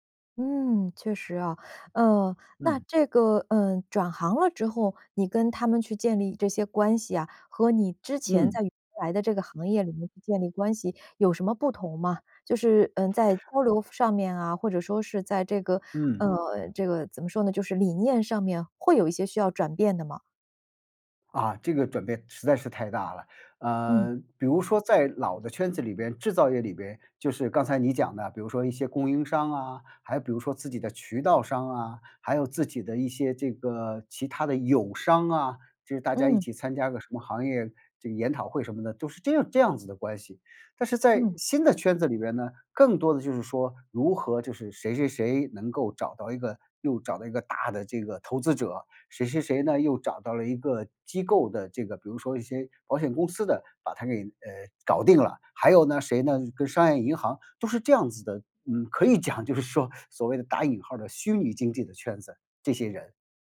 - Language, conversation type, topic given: Chinese, podcast, 转行后怎样重新建立职业人脉？
- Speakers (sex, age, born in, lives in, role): female, 45-49, China, United States, host; male, 55-59, China, United States, guest
- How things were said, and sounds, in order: laughing while speaking: "就是说"